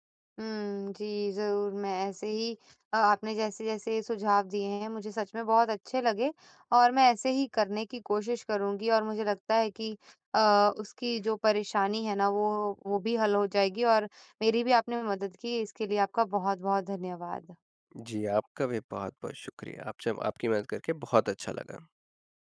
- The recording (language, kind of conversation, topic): Hindi, advice, मैं मुश्किल समय में अपने दोस्त का साथ कैसे दे सकता/सकती हूँ?
- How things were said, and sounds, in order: none